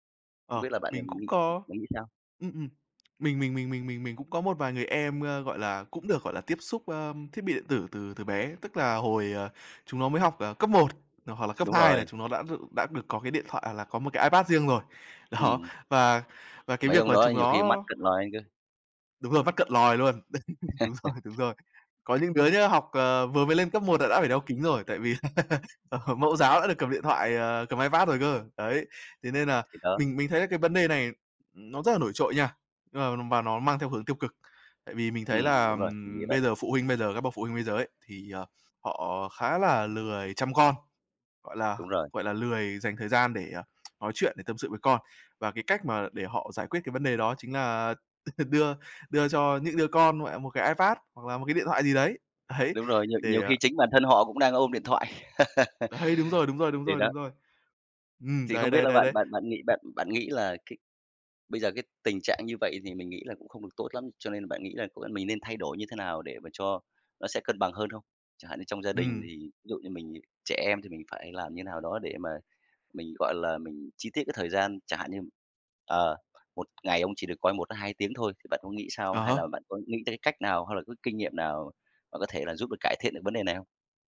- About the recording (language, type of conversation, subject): Vietnamese, podcast, Bạn làm thế nào để cân bằng thời gian dùng màn hình với cuộc sống thực?
- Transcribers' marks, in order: other background noise; laughing while speaking: "Đó"; tapping; chuckle; laughing while speaking: "đấy đúng rồi"; laugh; laughing while speaking: "ờ"; laughing while speaking: "đưa"; laughing while speaking: "đấy"; laugh